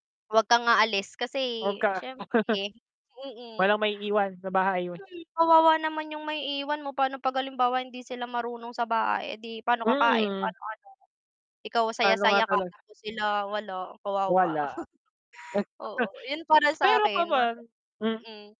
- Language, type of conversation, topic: Filipino, unstructured, Alin ang mas masaya: maglakbay o manatili sa bahay?
- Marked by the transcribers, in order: laugh; static; laugh; chuckle